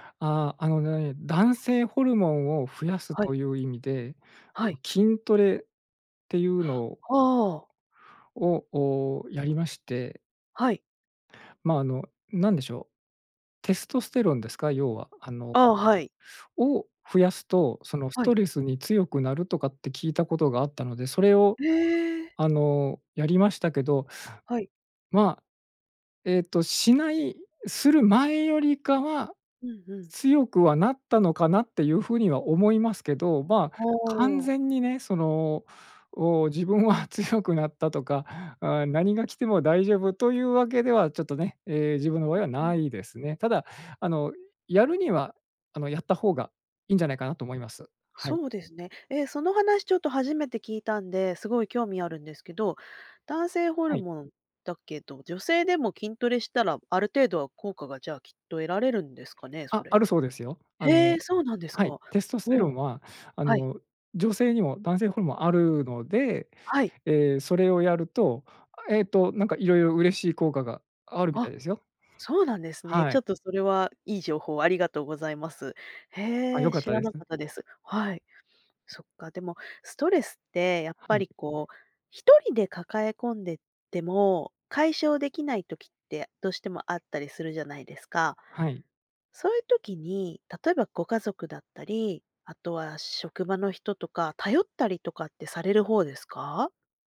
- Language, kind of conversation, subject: Japanese, podcast, ストレスがたまったとき、普段はどのように対処していますか？
- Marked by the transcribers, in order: other background noise